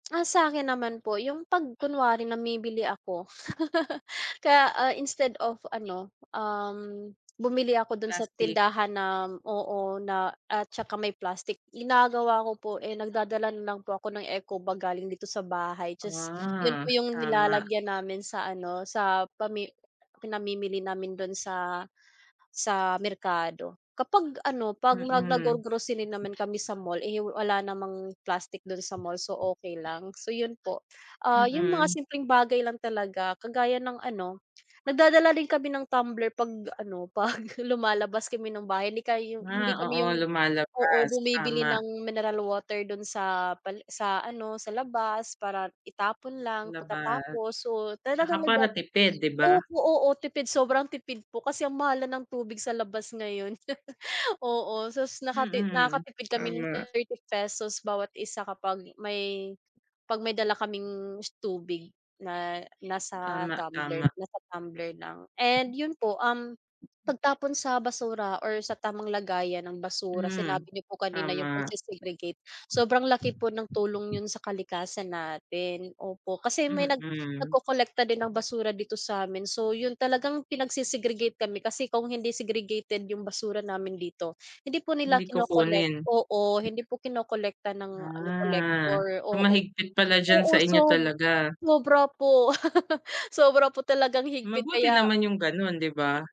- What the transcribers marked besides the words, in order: tapping; other background noise; laugh; laughing while speaking: "'pag"; other animal sound; laugh; laugh
- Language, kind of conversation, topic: Filipino, unstructured, Ano ang mga simpleng paraan para makatulong sa kalikasan araw-araw?